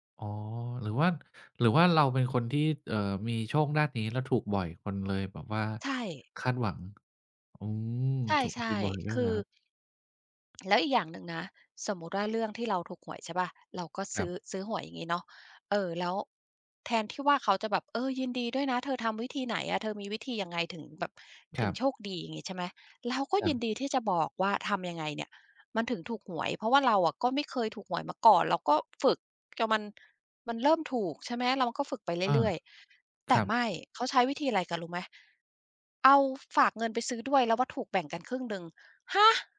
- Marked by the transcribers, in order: other background noise; unintelligible speech; tapping
- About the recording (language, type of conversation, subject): Thai, advice, ทำไมคุณถึงกลัวการแสดงความคิดเห็นบนโซเชียลมีเดียที่อาจขัดแย้งกับคนรอบข้าง?